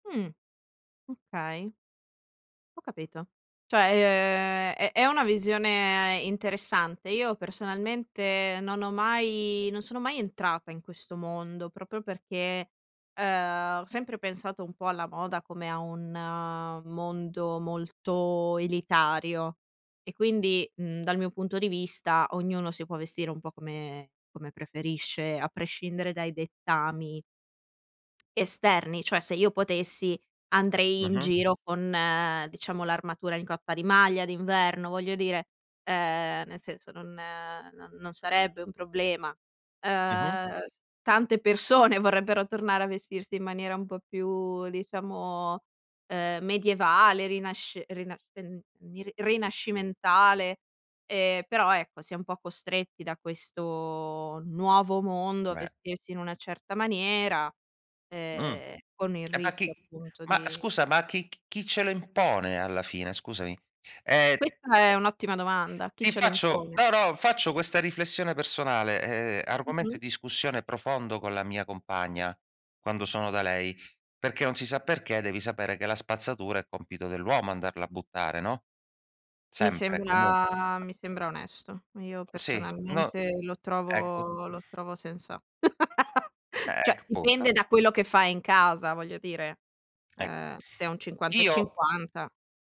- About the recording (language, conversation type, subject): Italian, podcast, Che cosa ti fa sentire autentico nel tuo modo di vestirti?
- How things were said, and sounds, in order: "Cioè" said as "ceh"; drawn out: "ehm"; tongue click; other background noise; tapping; drawn out: "sembra"; laugh; unintelligible speech